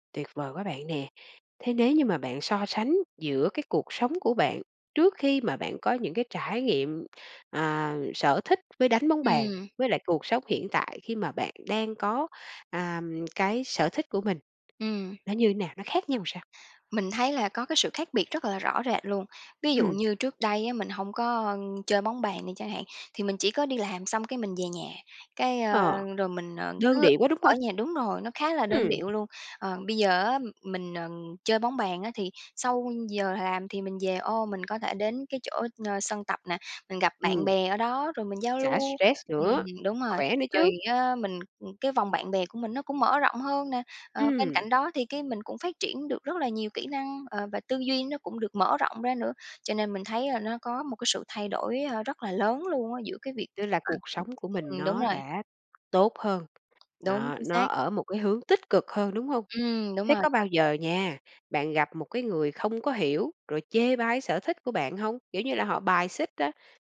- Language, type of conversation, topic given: Vietnamese, podcast, Bạn có kỷ niệm vui nào gắn liền với sở thích của mình không?
- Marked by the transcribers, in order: tapping; "làm" said as "ừn"; other background noise